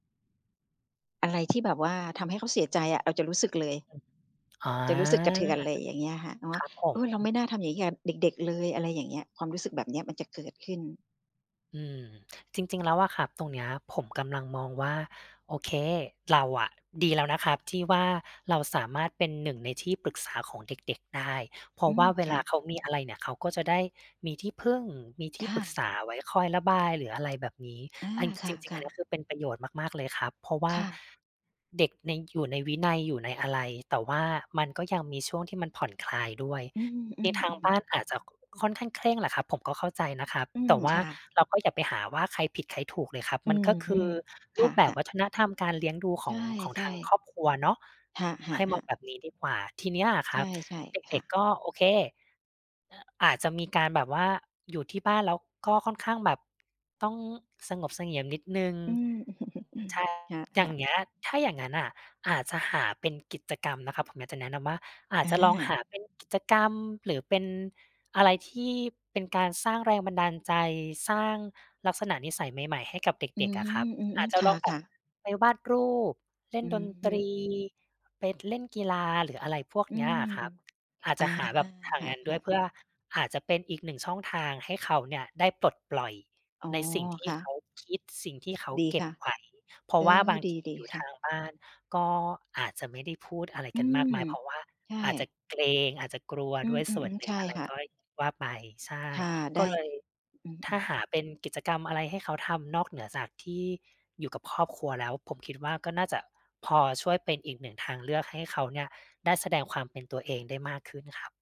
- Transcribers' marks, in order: other noise; tapping; other background noise; chuckle
- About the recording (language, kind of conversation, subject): Thai, advice, ควรทำอย่างไรเมื่อครอบครัวใหญ่ไม่เห็นด้วยกับวิธีเลี้ยงดูลูกของเรา?